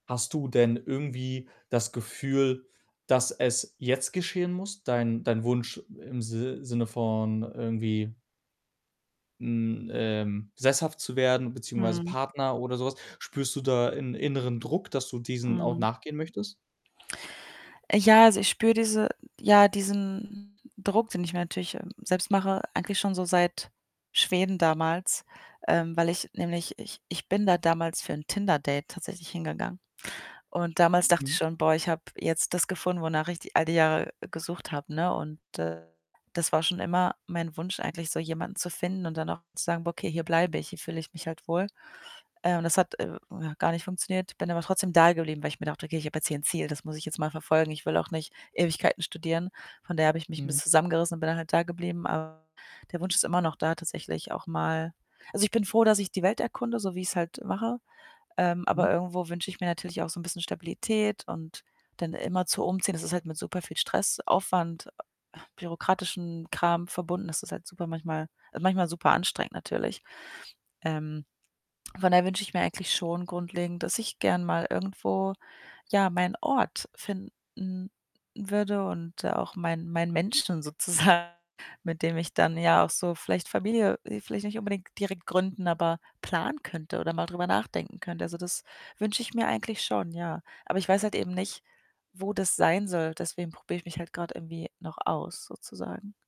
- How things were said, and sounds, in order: other background noise; stressed: "jetzt"; static; distorted speech
- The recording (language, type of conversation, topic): German, advice, Wie treffe ich wichtige Entscheidungen, wenn die Zukunft unsicher ist und ich mich unsicher fühle?